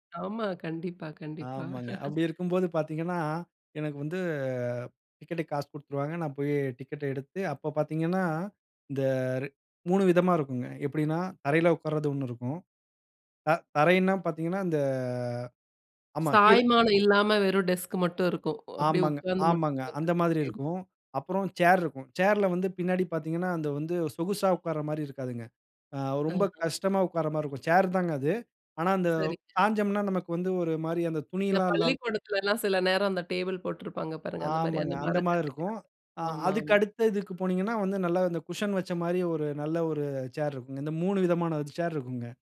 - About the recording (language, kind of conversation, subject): Tamil, podcast, சினிமா கதைகள் நம் மனதை எவ்வாறு ஊக்குவிக்கின்றன?
- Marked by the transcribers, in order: laugh; "இல்லாம" said as "லால்"